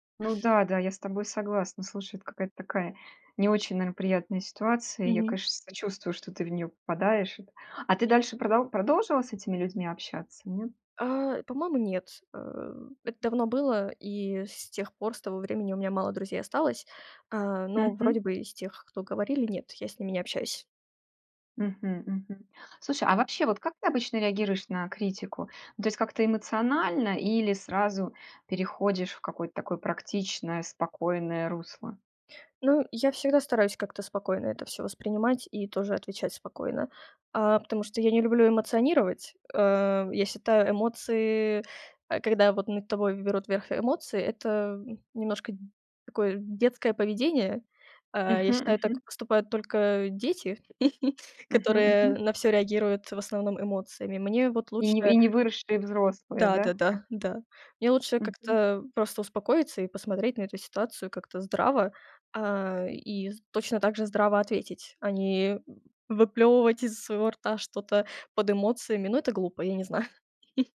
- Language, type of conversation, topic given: Russian, podcast, Как вы обычно реагируете на критику своей работы?
- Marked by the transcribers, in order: other noise; chuckle; tapping; chuckle